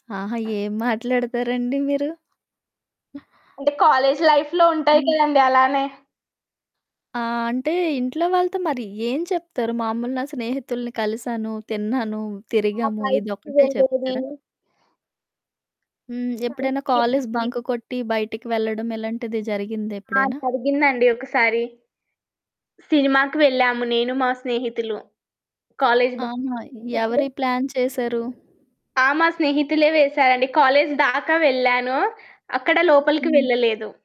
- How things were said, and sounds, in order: other background noise; in English: "లైఫ్‌లో"; distorted speech; in English: "బంక్"; in English: "బంక్"; in English: "ప్లాన్"
- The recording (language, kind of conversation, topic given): Telugu, podcast, కుటుంబంతో కలిసి మీ హాబీని పంచుకున్నప్పుడు మీకు ఎలా అనిపించింది?